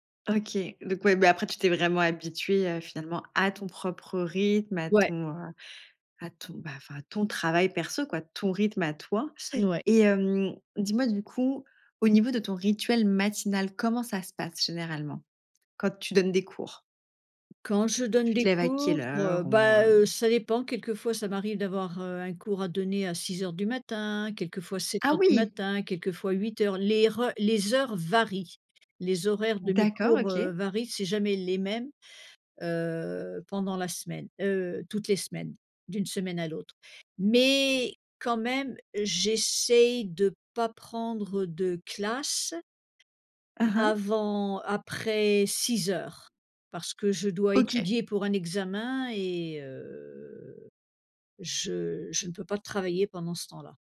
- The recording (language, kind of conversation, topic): French, podcast, Comment t’y prends-tu pour télétravailler efficacement ?
- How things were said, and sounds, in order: stressed: "à"; tapping; stressed: "mais"; drawn out: "heu"